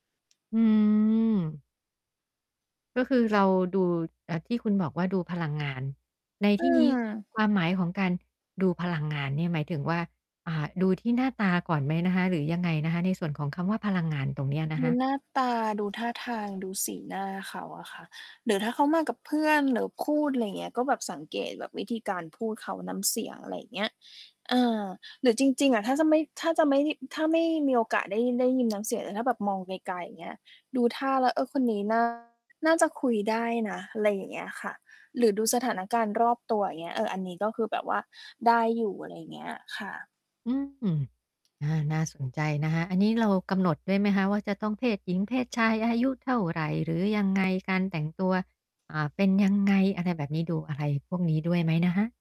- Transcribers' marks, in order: mechanical hum; other background noise; "พูด" said as "คูด"; tapping; distorted speech
- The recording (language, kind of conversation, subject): Thai, podcast, คุณหาเพื่อนใหม่ตอนเดินทางคนเดียวยังไงบ้าง?